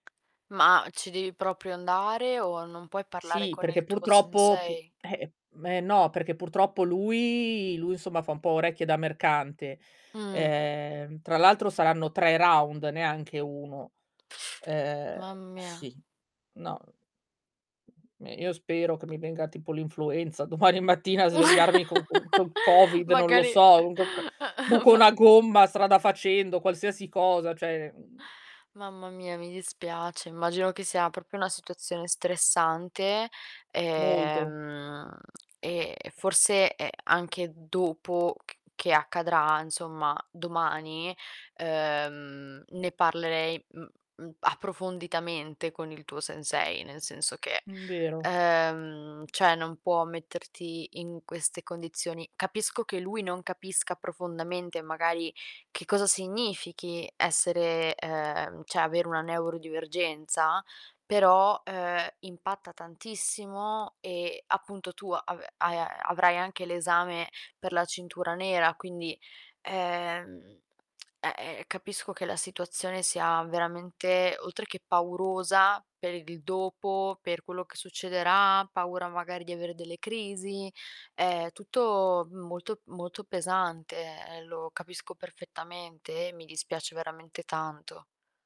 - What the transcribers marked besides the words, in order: tapping; static; distorted speech; other background noise; laughing while speaking: "domani mattina"; laugh; chuckle; laughing while speaking: "ma"; "cioè" said as "ceh"; "proprio" said as "propio"; drawn out: "ehm"; "cioè" said as "ceh"; "cioè" said as "ceh"; tongue click
- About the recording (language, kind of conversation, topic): Italian, advice, Come posso superare la mancanza di fiducia nelle mie capacità per raggiungere un nuovo obiettivo?